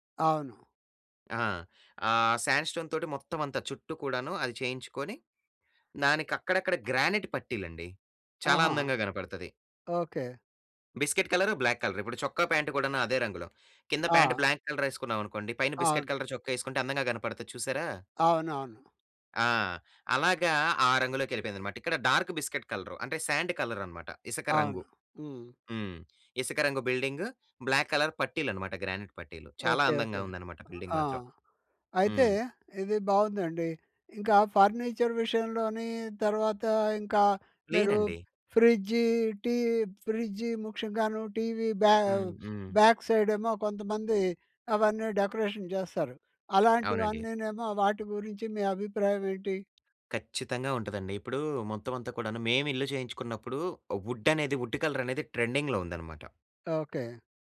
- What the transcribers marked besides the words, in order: in English: "శాండ్ స్టోన్‌తోటి"; in English: "గ్రానైట్"; in English: "బిస్కెట్"; in English: "బ్లాక్"; in English: "ప్యాంట్ బ్లాంక్"; in English: "బిస్కెట్ కలర్"; other background noise; in English: "డార్క్ బిస్కెట్"; in English: "సాండ్"; in English: "బ్లాక్ కలర్"; in English: "గ్రానైట్"; in English: "బిల్డింగ్"; in English: "ఫర్నిచర్"; in English: "ఫ్రిడ్జ్"; in English: "టీవీ బ్యా బ్యాక్"; in English: "డెకరేషన్"; in English: "వుడ్"; in English: "ట్రెండింగ్‌లో"
- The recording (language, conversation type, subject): Telugu, podcast, రంగులు మీ వ్యక్తిత్వాన్ని ఎలా వెల్లడిస్తాయనుకుంటారు?